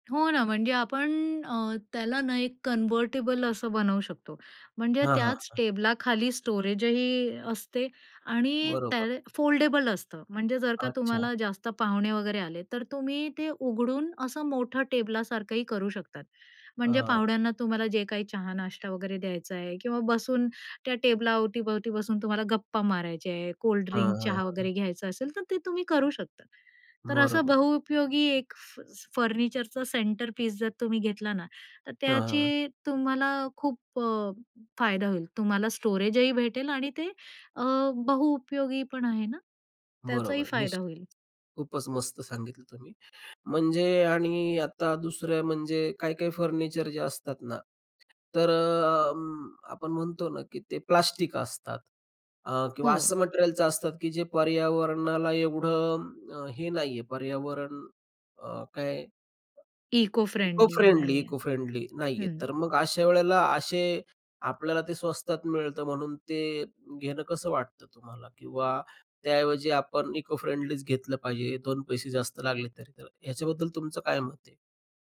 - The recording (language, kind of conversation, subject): Marathi, podcast, बहुउपयोगी फर्निचर निवडताना तुम्ही कोणत्या गोष्टी पाहता?
- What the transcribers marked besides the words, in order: tapping; in English: "कन्व्हर्टिबल"; in English: "फोल्डेबल"; in English: "सेंटर पीस"; other background noise